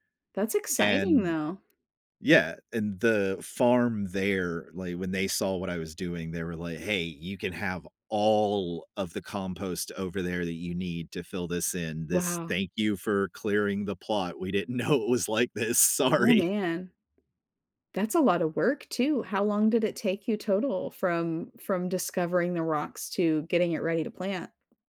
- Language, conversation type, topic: English, unstructured, How can I make a meal feel more comforting?
- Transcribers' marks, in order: stressed: "all"; laughing while speaking: "know it was like this. Sorry"; tapping